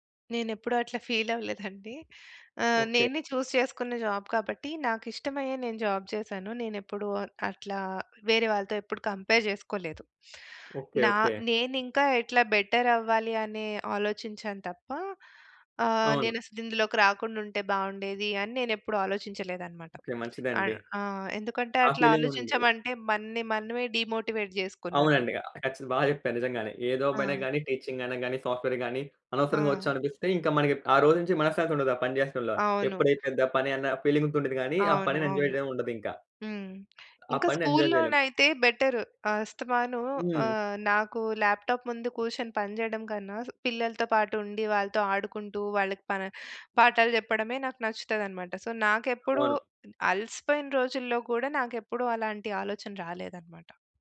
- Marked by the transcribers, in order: in English: "ఫీల్"; in English: "జాబ్"; in English: "జాబ్"; in English: "కంపేర్"; in English: "బెటర్"; other background noise; tapping; in English: "ఫీలింగ్"; in English: "డీమోటివేట్"; in English: "జాబ్"; in English: "టీచింగ్"; in English: "సాఫ్ట్‌వేర్"; in English: "ఫీలింగ్‌తో"; in English: "ఎంజాయ్"; in English: "స్కూల్‌లోనయితే బెటర్"; in English: "ఎంజాయ్"; in English: "ల్యాప్‌టాప్"; in English: "సో"
- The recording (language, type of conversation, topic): Telugu, podcast, మీరు ఇతరుల పనిని చూసి మరింత ప్రేరణ పొందుతారా, లేక ఒంటరిగా ఉన్నప్పుడు ఉత్సాహం తగ్గిపోతుందా?